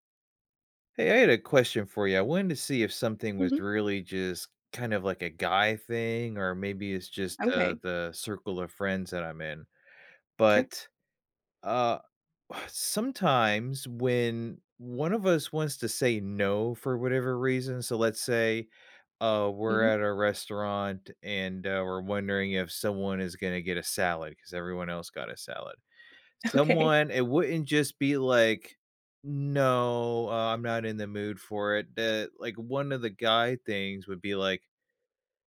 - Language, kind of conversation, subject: English, unstructured, How can I make saying no feel less awkward and more natural?
- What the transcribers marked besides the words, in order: exhale; laughing while speaking: "Okay"; other background noise